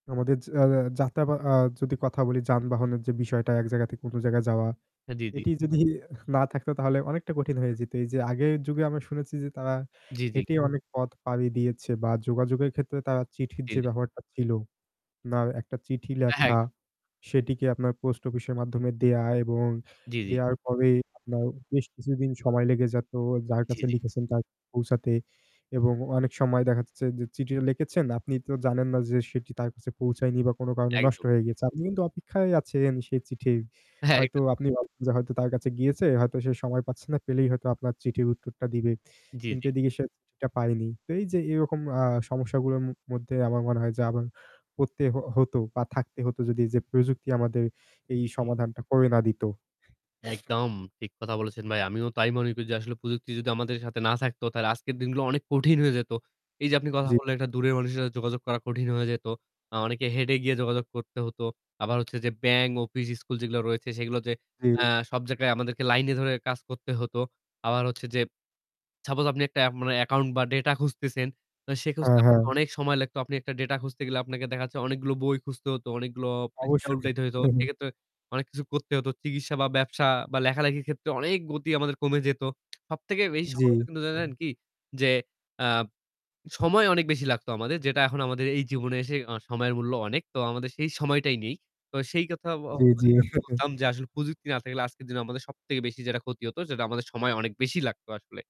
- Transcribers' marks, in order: static; distorted speech; chuckle; "যেত" said as "যাত"; "সমস্যাগুলার" said as "সমস্যাগুলাম"; sniff; "হেটে" said as "হেডে"; "যে" said as "যেপ"; in English: "suppose"; chuckle; tapping; unintelligible speech; unintelligible speech; chuckle
- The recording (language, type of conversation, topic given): Bengali, unstructured, কীভাবে প্রযুক্তি আমাদের দৈনন্দিন কাজকর্মকে আরও সহজ করে?